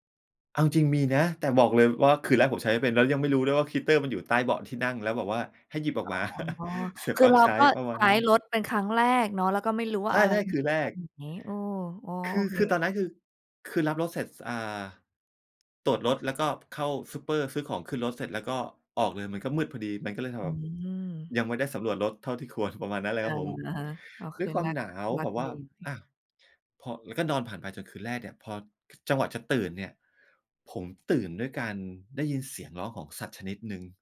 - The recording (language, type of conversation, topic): Thai, podcast, ประสบการณ์การเดินทางครั้งไหนที่เปลี่ยนมุมมองชีวิตของคุณมากที่สุด?
- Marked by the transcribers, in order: laugh; chuckle; other noise